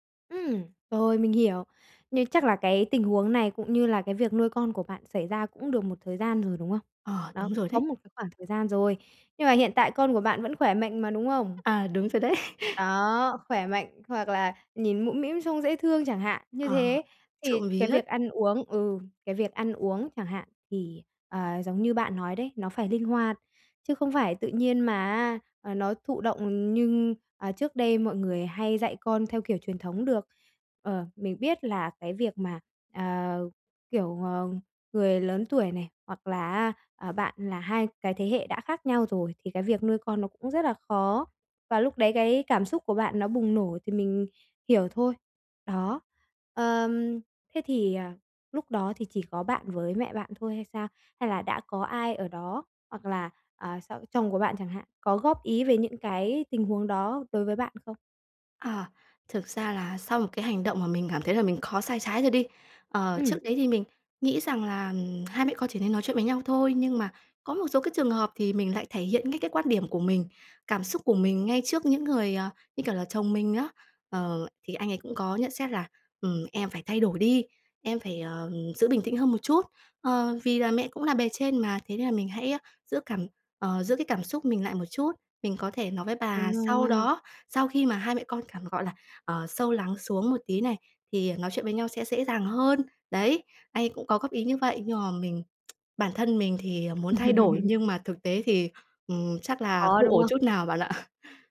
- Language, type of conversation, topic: Vietnamese, advice, Làm sao tôi biết liệu mình có nên đảo ngược một quyết định lớn khi lý trí và cảm xúc mâu thuẫn?
- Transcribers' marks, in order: tapping; laughing while speaking: "đấy"; laugh; chuckle